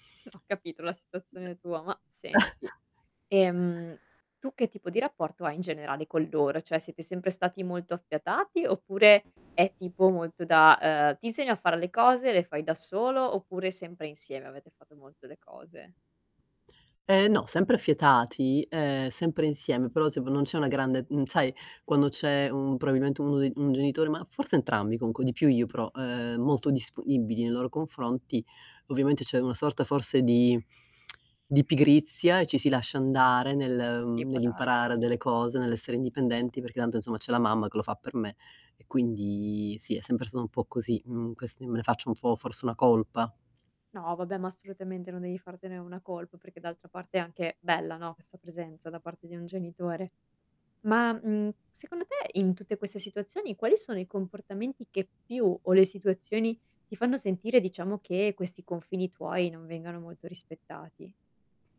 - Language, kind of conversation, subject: Italian, advice, Come posso stabilire confini chiari con la mia famiglia e i miei amici?
- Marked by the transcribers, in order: static; other noise; chuckle; other background noise; mechanical hum; tapping; tsk; distorted speech; "insomma" said as "inzomma"; "po'" said as "fo"